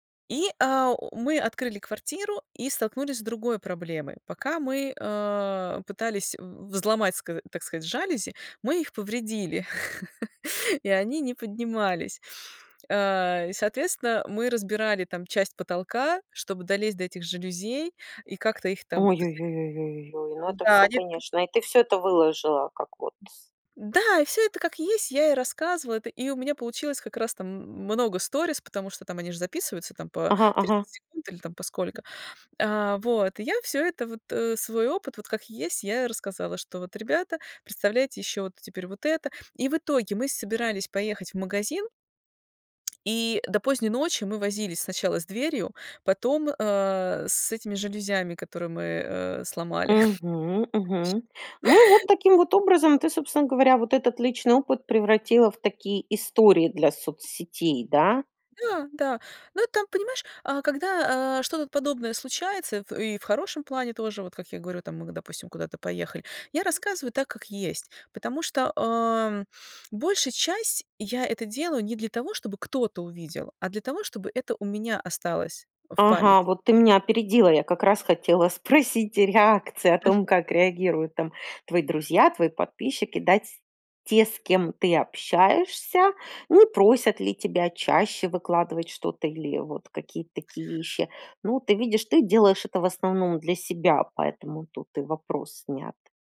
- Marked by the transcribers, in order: chuckle; other background noise; tapping; chuckle; laughing while speaking: "спросить реакции"; chuckle
- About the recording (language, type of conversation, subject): Russian, podcast, Как вы превращаете личный опыт в историю?